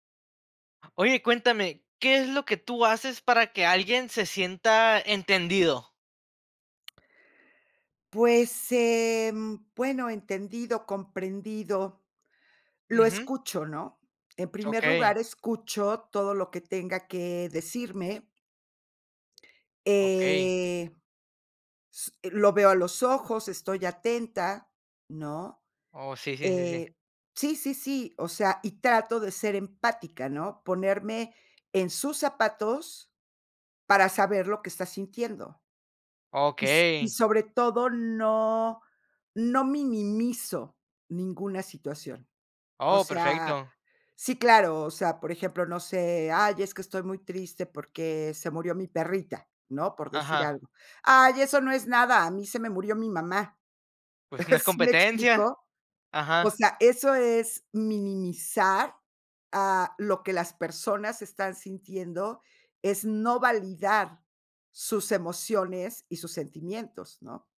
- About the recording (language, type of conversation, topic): Spanish, podcast, ¿Qué haces para que alguien se sienta entendido?
- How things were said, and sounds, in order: giggle